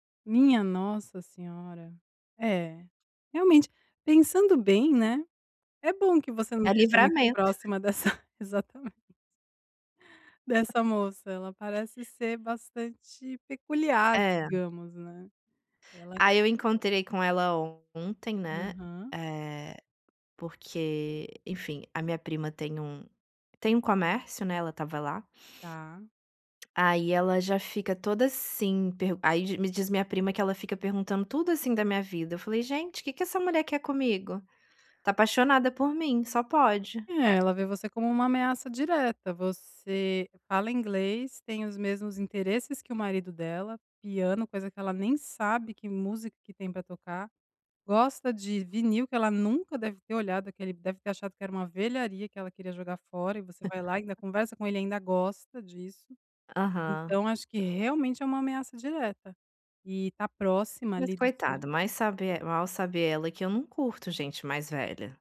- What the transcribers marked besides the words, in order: other background noise; chuckle; laughing while speaking: "exatamente"; tapping; chuckle
- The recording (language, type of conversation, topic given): Portuguese, advice, Como posso manter uma amizade durante grandes mudanças na vida?